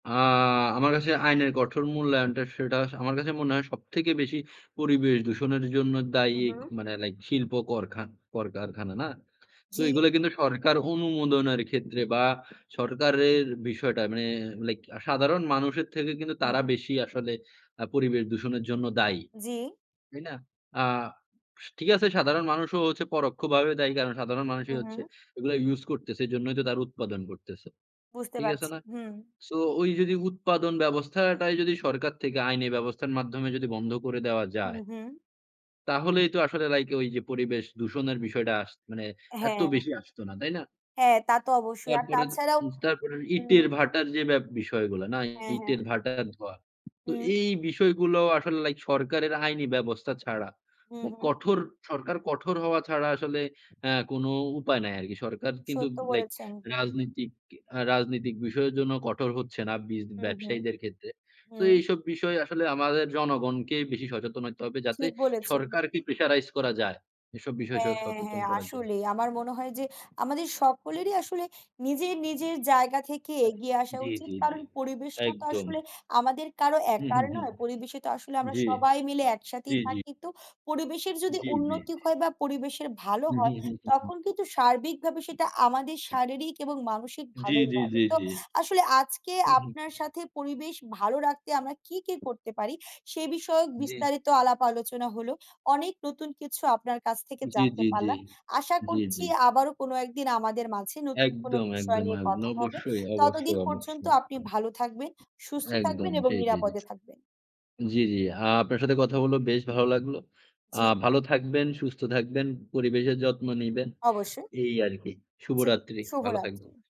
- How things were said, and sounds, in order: tapping
- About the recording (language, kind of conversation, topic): Bengali, unstructured, পরিবেশ ভালো রাখতে সাধারণ মানুষ কী কী করতে পারে?